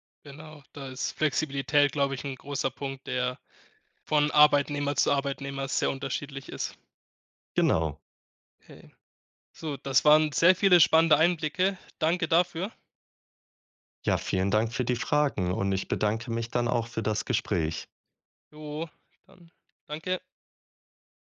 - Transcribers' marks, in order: none
- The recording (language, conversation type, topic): German, podcast, Wie entscheidest du zwischen Beruf und Privatleben?